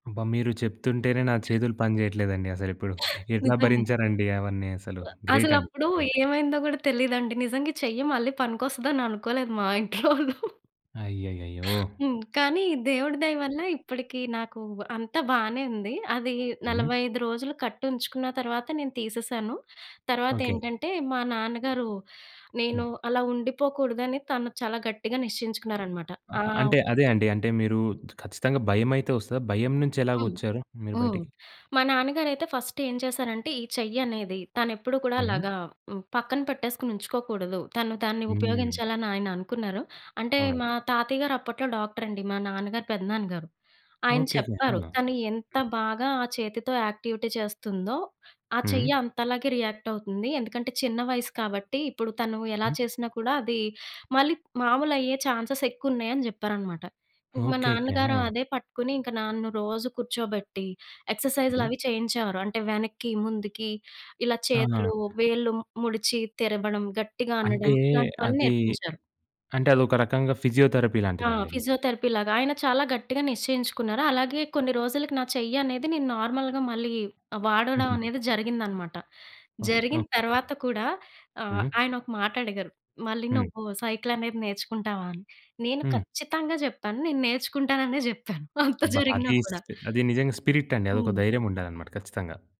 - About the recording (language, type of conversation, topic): Telugu, podcast, ఒక ప్రమాదం తర్వాత మీలో వచ్చిన భయాన్ని మీరు ఎలా జయించారు?
- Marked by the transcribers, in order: other background noise; in English: "గ్రేట్"; in English: "సొ"; in English: "గ్రేట్"; laughing while speaking: "మా ఇంట్లోళ్ళు"; in English: "ఫస్ట్"; in English: "డాక్టర్"; in English: "యాక్టివిటీ"; in English: "రియాక్ట్"; in English: "చాన్సే‌స్"; in English: "ఫిజియోథెరపీ"; in English: "ఫిజియోథెరపీ"; in English: "నార్మల్‌గా"; laughing while speaking: "అంత జరిగినా కూడా"; in English: "స్పిరిట్"